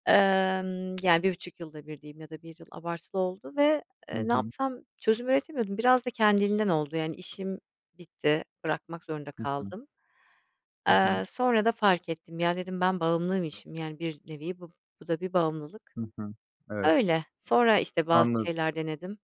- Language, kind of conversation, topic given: Turkish, podcast, Telefon bağımlılığıyla başa çıkmanın yolları nelerdir?
- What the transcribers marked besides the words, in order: none